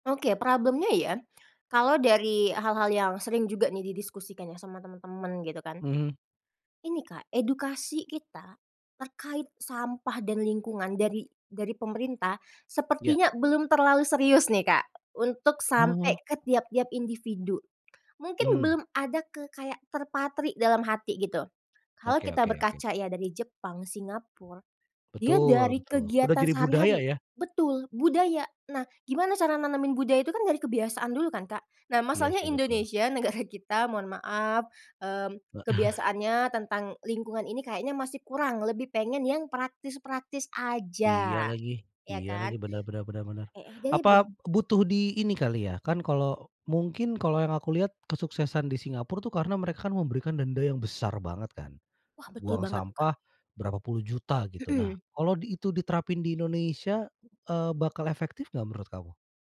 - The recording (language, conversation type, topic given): Indonesian, podcast, Kebiasaan sederhana apa saja yang bisa kita lakukan untuk mengurangi sampah di lingkungan?
- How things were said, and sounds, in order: in English: "problem-nya"; "Singapura" said as "singapur"; laughing while speaking: "negara kita"; laughing while speaking: "Heeh"; "Singapura" said as "singapur"